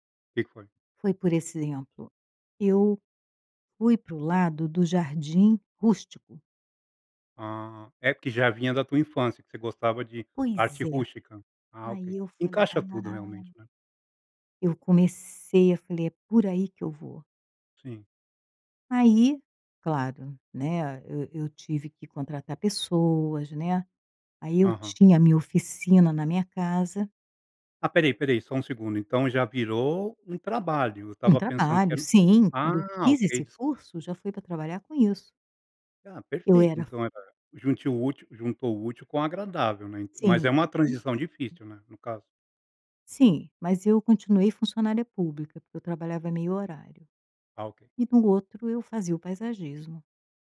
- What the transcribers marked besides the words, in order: other background noise
- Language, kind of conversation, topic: Portuguese, podcast, Você pode me contar uma história que define o seu modo de criar?
- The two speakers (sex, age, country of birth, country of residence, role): female, 65-69, Brazil, Portugal, guest; male, 40-44, United States, United States, host